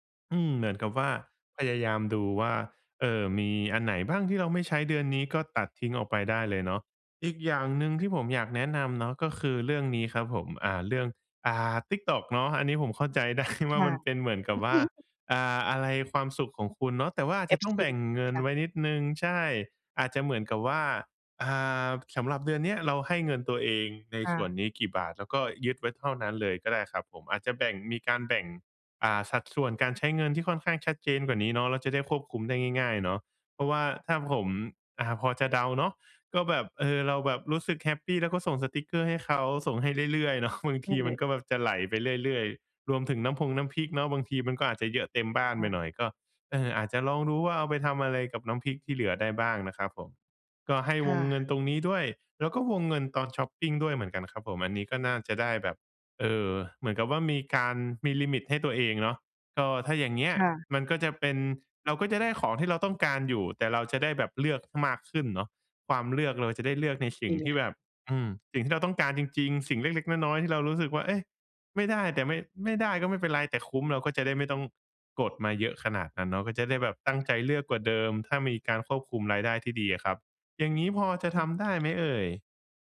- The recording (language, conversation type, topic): Thai, advice, จะลดค่าใช้จ่ายโดยไม่กระทบคุณภาพชีวิตได้อย่างไร?
- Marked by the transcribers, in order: laughing while speaking: "ได้"; chuckle; laughing while speaking: "เนาะ"